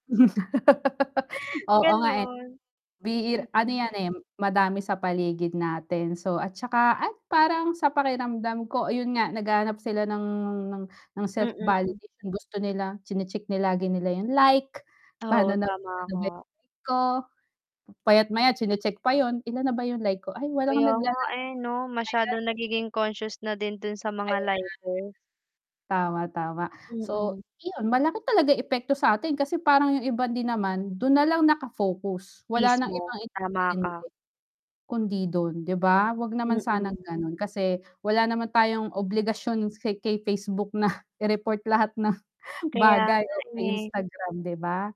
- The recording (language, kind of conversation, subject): Filipino, unstructured, Ano ang epekto ng midyang panlipunan sa pagpapahayag ng sarili?
- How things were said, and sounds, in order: laugh; static; in English: "self-validation"; distorted speech; mechanical hum; unintelligible speech; sigh; scoff